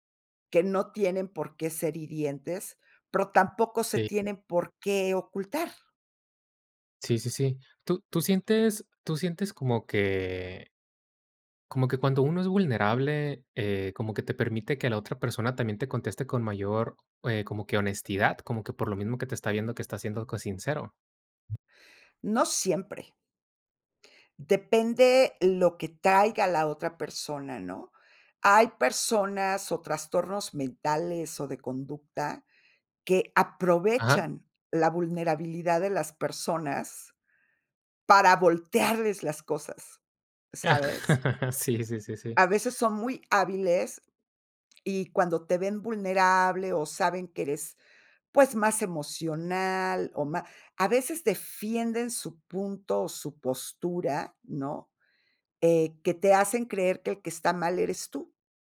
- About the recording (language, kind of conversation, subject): Spanish, podcast, ¿Qué papel juega la vulnerabilidad al comunicarnos con claridad?
- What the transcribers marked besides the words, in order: chuckle